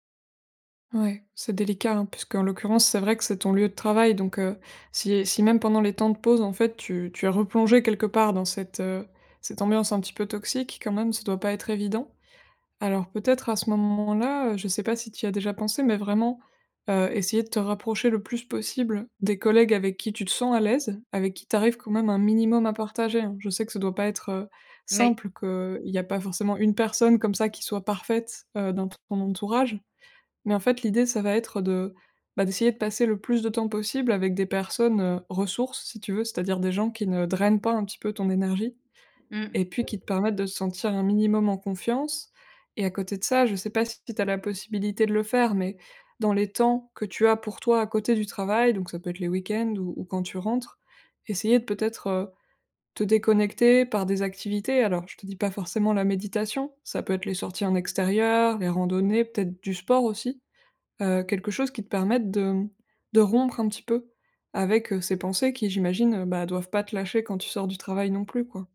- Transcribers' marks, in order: stressed: "sens"; other background noise
- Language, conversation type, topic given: French, advice, Comment gérer mon ressentiment envers des collègues qui n’ont pas remarqué mon épuisement ?